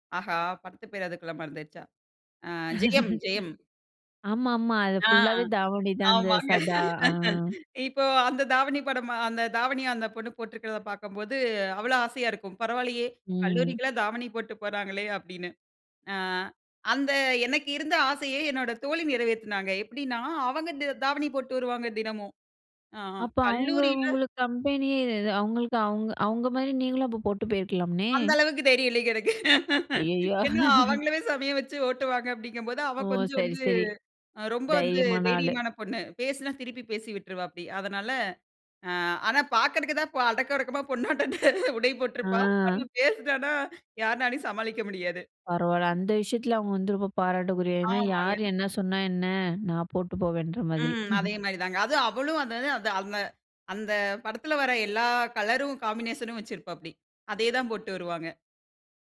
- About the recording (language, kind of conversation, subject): Tamil, podcast, வயது கூடுவதற்கேற்ப உங்கள் உடை அலங்காரப் பாணி எப்படி மாறியது?
- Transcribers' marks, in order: laugh; laugh; "போயிருக்கலாமே" said as "போயிருக்கலாம்னே"; laugh; chuckle; laughing while speaking: "ஒடுக்கமா பொண்ணாட்டம் உடை போட்ருப்பா. ஆனா பேசினானா யாருனாலயும் சமாளிக்க முடியாது"; drawn out: "ஆ"; other noise; chuckle; in English: "காம்பினேஷனும்"